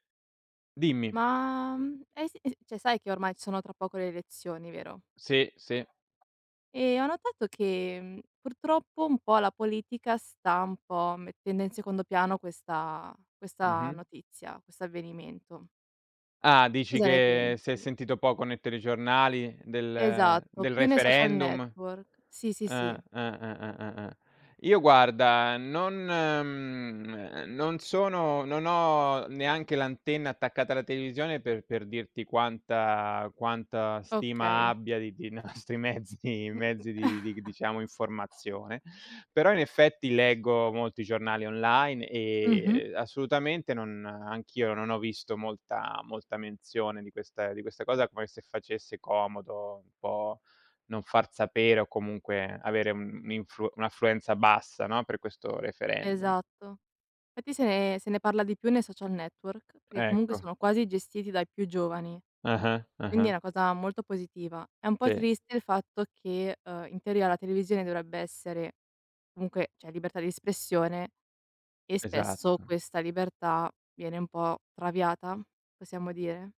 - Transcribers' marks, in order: tapping; other background noise; "telegiornali" said as "ttelegiornali"; laughing while speaking: "nostri mezzi"; chuckle
- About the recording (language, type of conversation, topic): Italian, unstructured, Pensi che la censura possa essere giustificata nelle notizie?